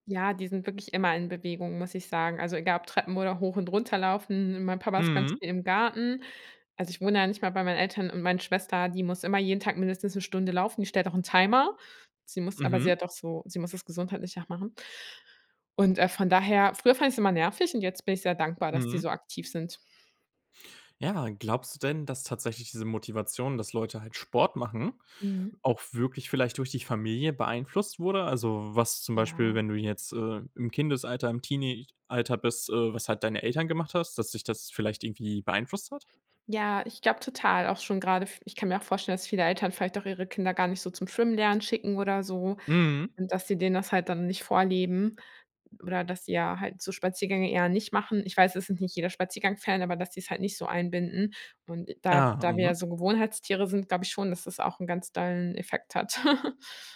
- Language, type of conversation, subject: German, podcast, Wie integrierst du Bewegung in einen sitzenden Alltag?
- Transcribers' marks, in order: other background noise; laugh